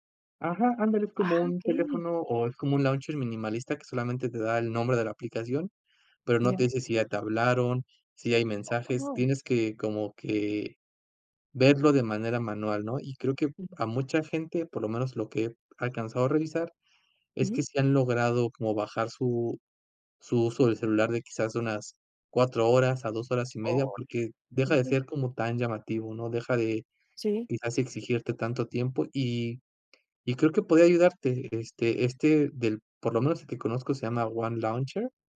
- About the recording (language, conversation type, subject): Spanish, advice, ¿Qué distracciones digitales interrumpen más tu flujo de trabajo?
- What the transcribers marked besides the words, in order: other background noise